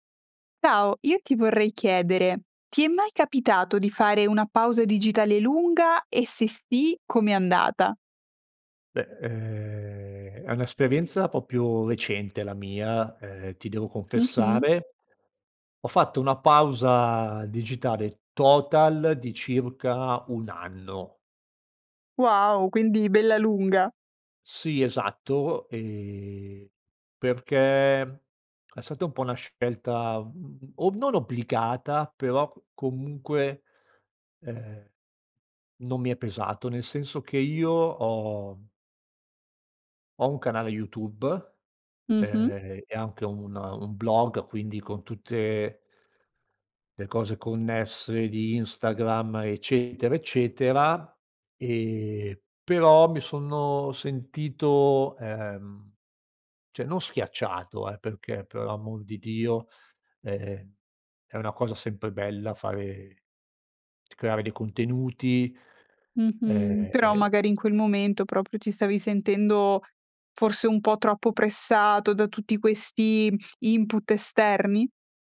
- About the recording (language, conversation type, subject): Italian, podcast, Hai mai fatto una pausa digitale lunga? Com'è andata?
- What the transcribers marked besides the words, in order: "proprio" said as "propio"; in English: "total"; "cioè" said as "ceh"; in English: "input"